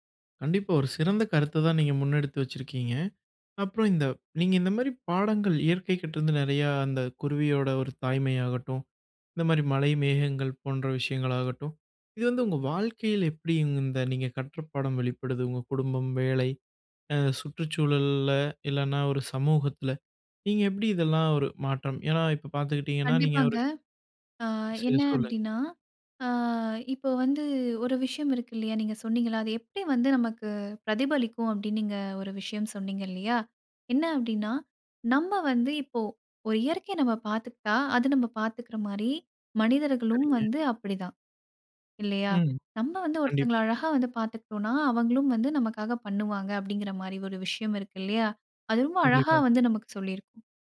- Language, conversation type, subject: Tamil, podcast, நீங்கள் இயற்கையிடமிருந்து முதலில் கற்றுக் கொண்ட பாடம் என்ன?
- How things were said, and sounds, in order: other background noise; drawn out: "சுற்றுச்சூழல்ல"; drawn out: "அ"; drawn out: "வந்து"